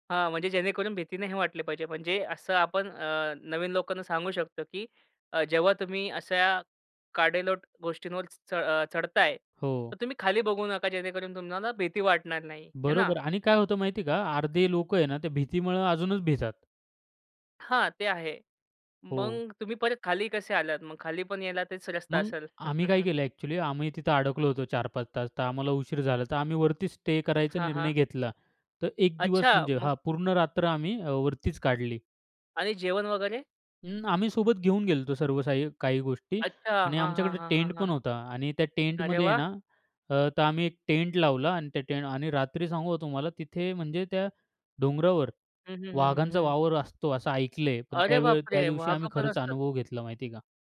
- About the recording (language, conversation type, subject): Marathi, podcast, साहसी छंद—उदा. ट्रेकिंग—तुम्हाला का आकर्षित करतात?
- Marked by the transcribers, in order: tapping; laugh; in English: "टेंटपण"; in English: "टेंटमध्ये"; in English: "टेंट"; in English: "टेंट"